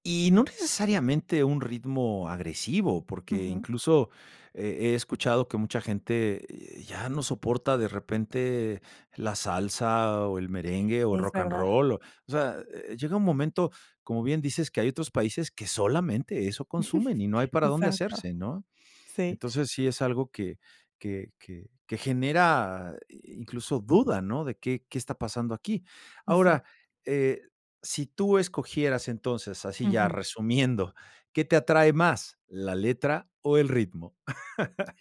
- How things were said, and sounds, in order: chuckle; chuckle
- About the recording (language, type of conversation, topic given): Spanish, podcast, ¿Qué te atrae más en una canción: la letra o el ritmo?